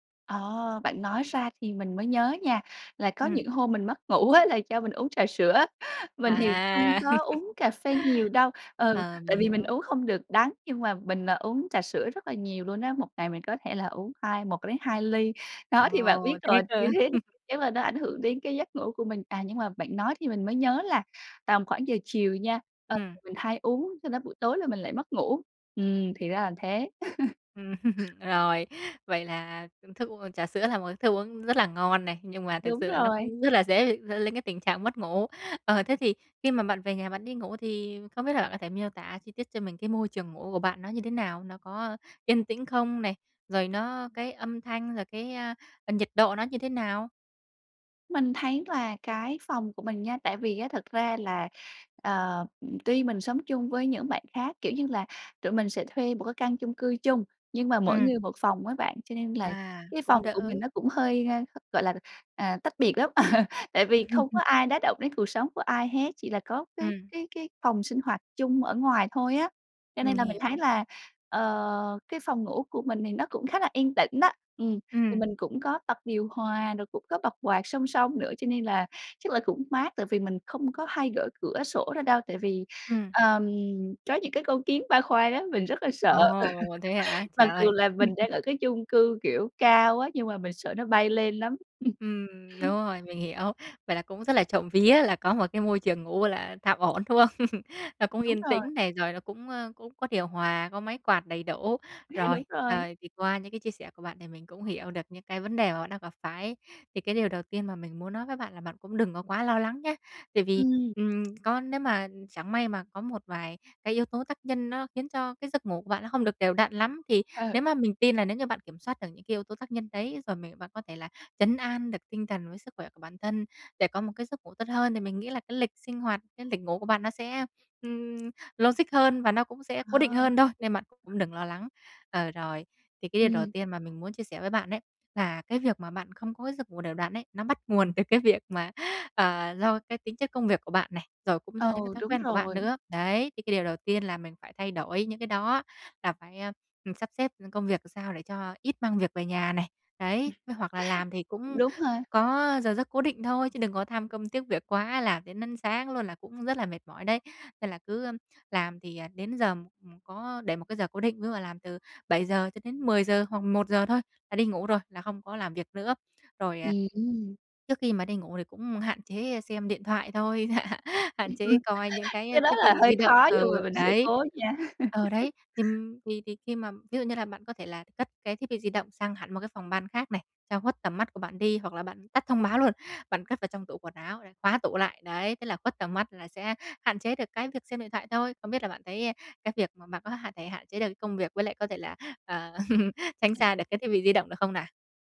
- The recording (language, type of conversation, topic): Vietnamese, advice, Làm thế nào để duy trì lịch ngủ đều đặn mỗi ngày?
- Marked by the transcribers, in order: laughing while speaking: "á"; laugh; tapping; laugh; laugh; laughing while speaking: "Ừm"; laugh; "đến" said as "lến"; laugh; other background noise; laugh; laugh; laugh; laugh; laugh; laugh; laughing while speaking: "Cái đó là hơi khó nhưng mà mình sẽ cố nha"; laugh